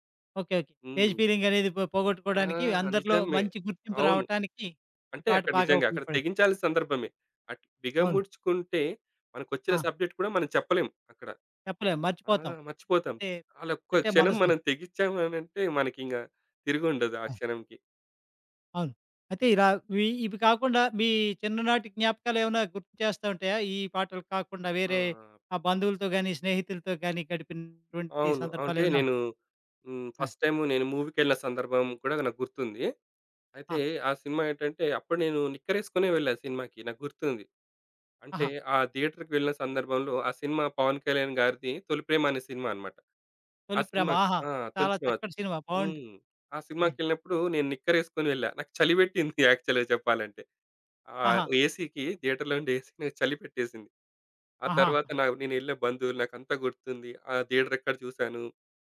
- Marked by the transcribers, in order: in English: "స్టేజ్ ఫియరింగ్"; tapping; in English: "సబ్జెక్ట్"; in English: "ఫస్ట్ టైమ్"; in English: "మూవీ‌కి"; in English: "థియేటర్‌కి"; chuckle; in English: "యాక్చువల్‌గా"; in English: "ఏసీ‌కి థియేటర్‌లో"; in English: "ఏసీ"; other background noise; in English: "థియేటర్"
- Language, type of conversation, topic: Telugu, podcast, ఒక పాట వింటే మీకు ఒక నిర్దిష్ట వ్యక్తి గుర్తుకొస్తారా?